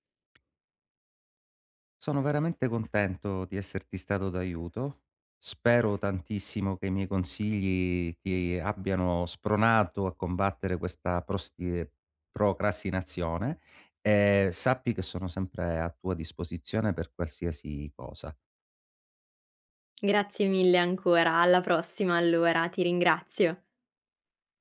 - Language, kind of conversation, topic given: Italian, advice, Come fai a procrastinare quando hai compiti importanti e scadenze da rispettare?
- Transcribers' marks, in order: other background noise